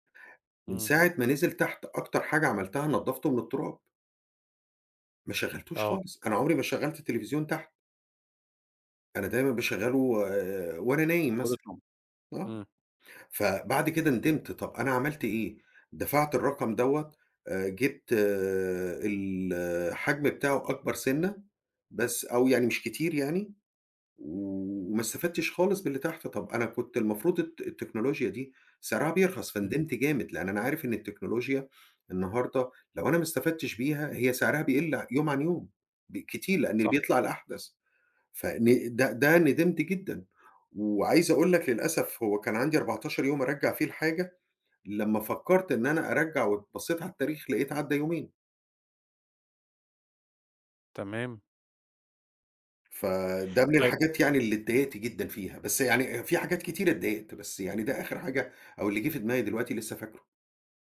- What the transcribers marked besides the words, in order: tapping
- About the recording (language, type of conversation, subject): Arabic, advice, إزاي الشراء الاندفاعي أونلاين بيخلّيك تندم ويدخّلك في مشاكل مالية؟